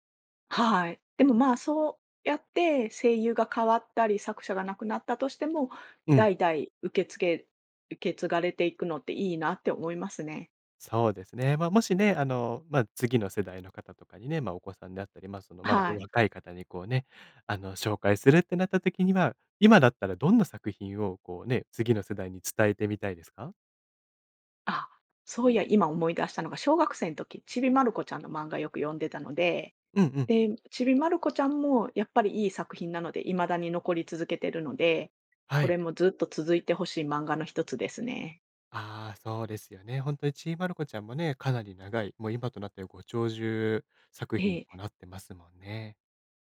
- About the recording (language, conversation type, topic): Japanese, podcast, 漫画で心に残っている作品はどれですか？
- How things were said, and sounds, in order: other background noise